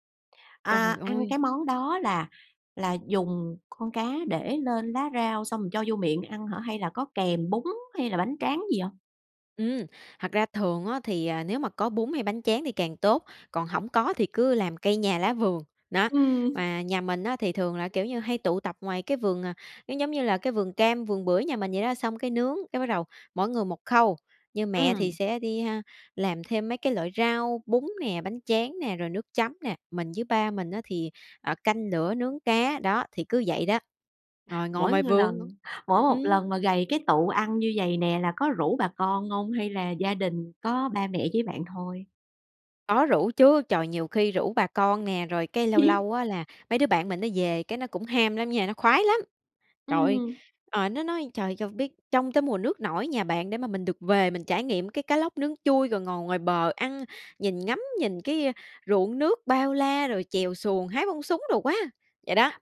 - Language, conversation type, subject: Vietnamese, podcast, Có món ăn nào khiến bạn nhớ về nhà không?
- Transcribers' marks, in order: "rồi" said as "ừn"; tapping; "một" said as "ưn"; laugh